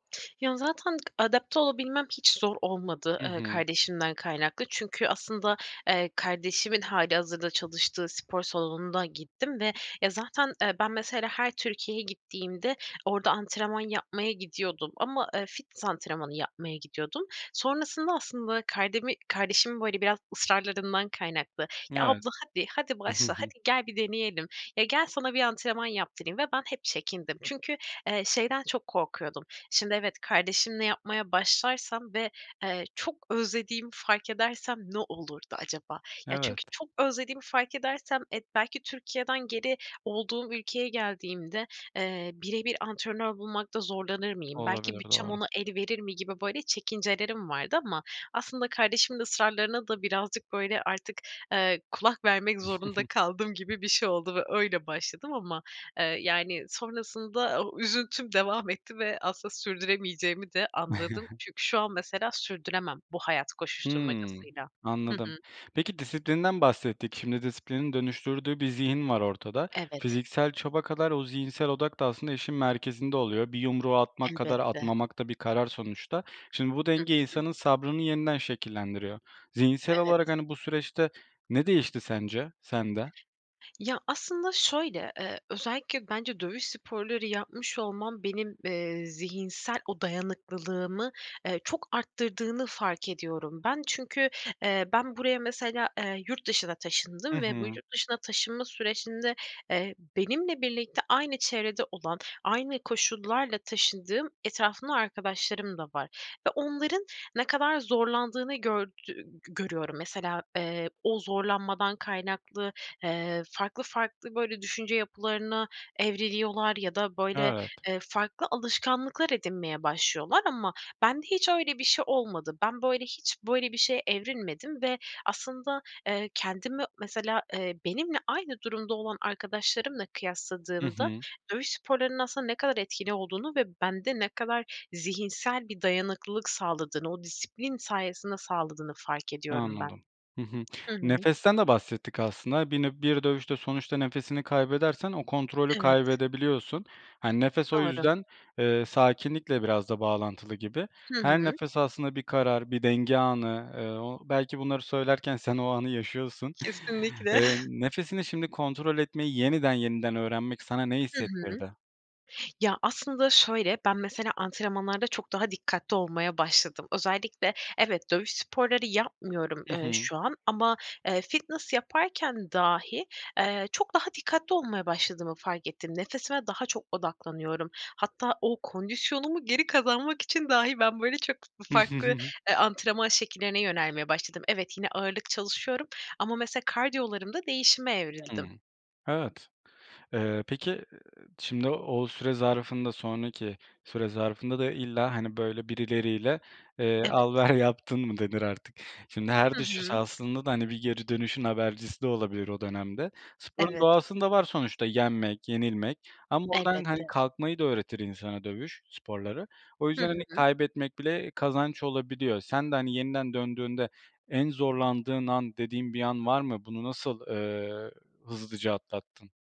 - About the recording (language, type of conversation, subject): Turkish, podcast, Eski bir hobinizi yeniden keşfetmeye nasıl başladınız, hikâyeniz nedir?
- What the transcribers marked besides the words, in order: chuckle; other background noise; chuckle; chuckle; drawn out: "Hı"; other noise; laughing while speaking: "Kesinlikle"; laughing while speaking: "geri kazanmak için dahi ben böyle çok f farklı, eee, antrenman"; chuckle; "mesela" said as "mesa"; drawn out: "al ver yaptın mı denir artık"